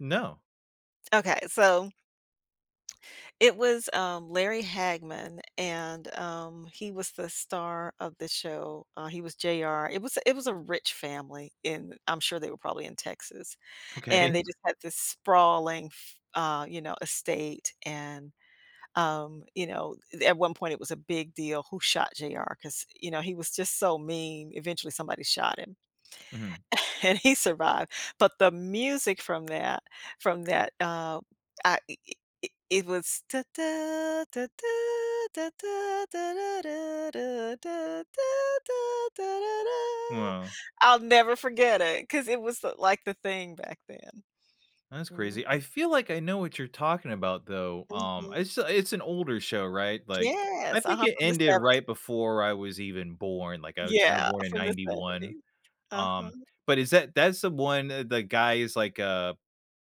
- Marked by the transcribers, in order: laughing while speaking: "Okay"; other background noise; laughing while speaking: "and"; humming a tune; tapping
- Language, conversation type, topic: English, unstructured, How should I feel about a song after it's used in media?